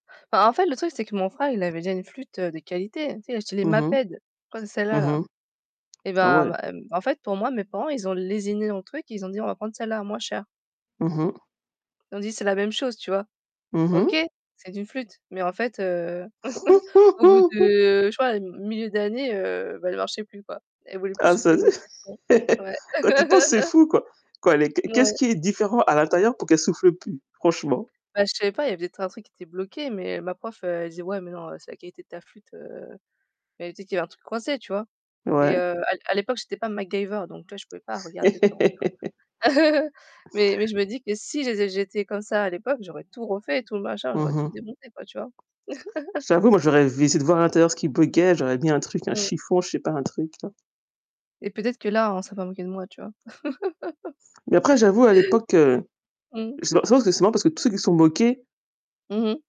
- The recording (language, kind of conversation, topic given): French, unstructured, Quelle est ta matière préférée à l’école et pourquoi ?
- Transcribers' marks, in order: tapping; giggle; chuckle; laugh; distorted speech; laugh; laugh; chuckle; chuckle; chuckle; other background noise